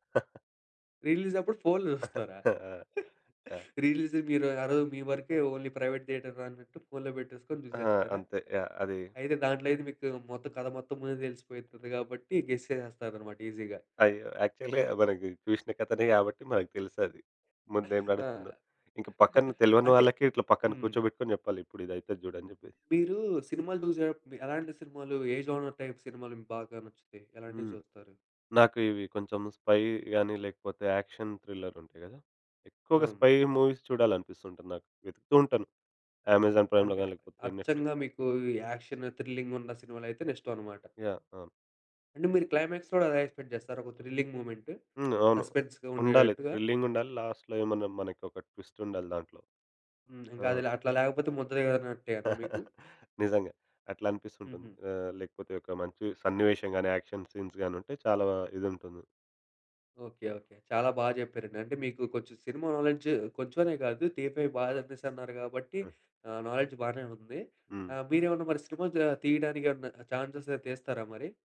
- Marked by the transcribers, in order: chuckle; in English: "రిలీజ్"; chuckle; giggle; in English: "రిలీజ్"; in English: "ఓన్లీ ప్రైవేట్ థియేటర్"; other background noise; in English: "గెస్"; in English: "ఈజిగా"; chuckle; in English: "యాక్చువల్‌గా"; chuckle; in English: "జోనర్"; in English: "స్పై‌గాని"; in English: "యాక్షన్ థ్రిల్లర్"; in English: "స్పై మూవీస్"; in English: "అమెజాన్ ప్రైమ్‌లో‌గాని"; in English: "నెట్‌ఫ్లిక్స్"; in English: "యాక్షన్, థ్రిల్లింగ్"; in English: "క్లైమాక్స్"; in English: "ఎక్స్‌పెక్ట్"; in English: "థ్రిల్లింగ్ మొమెంట్? సస్పెన్స్‌గా"; tapping; in English: "థ్రిల్లింగ్"; in English: "లాస్ట్‌లో"; in English: "ట్విస్ట్"; chuckle; in English: "యాక్షన్ సీన్స్‌గాని"; in English: "నాలెడ్జ్"; in English: "టీఎఫ్‌ఐ"; in English: "నాలెడ్జ్"; in English: "ఛాన్స్"
- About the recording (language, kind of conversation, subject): Telugu, podcast, సినిమాకు ఏ రకమైన ముగింపు ఉంటే బాగుంటుందని మీకు అనిపిస్తుంది?